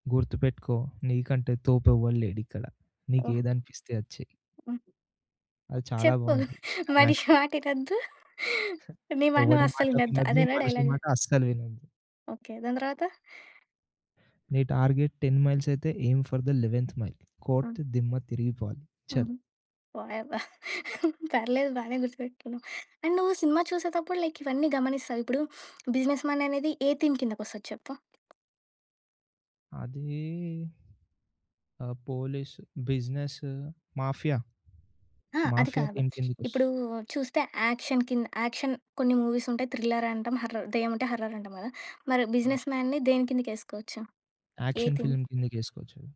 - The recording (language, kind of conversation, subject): Telugu, podcast, తెలుగు సినిమా కథల్లో ఎక్కువగా కనిపించే అంశాలు ఏవి?
- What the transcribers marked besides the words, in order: other background noise; tapping; laughing while speaking: "చెప్పు. మనిషి మాటినొద్దు"; in English: "క్లైమాక్స్"; in English: "టార్గెట్ టెన్ మైల్స్"; in English: "ఎయిమ్ ఫర్ ధ లెవెంత్ మైల్"; laughing while speaking: "వాయబ్బో! పర్లేదు బానే గుర్తుపెట్టుకున్నావు"; in English: "అండ్"; in English: "లైక్"; in English: "బిజినెస్ మ్యాన్"; in English: "థీమ్"; in English: "బిజినెస్"; in English: "థీమ్"; in English: "యాక్షన్"; in English: "యాక్షన్"; in English: "మూవీస్"; in English: "థ్రిల్లర్"; in English: "హర్రర్"; in English: "హర్రర్"; in English: "బిజినెస్ మ్యాన్‌ని"; in English: "యాక్షన్ ఫిల్మ్"; in English: "థీమ్?"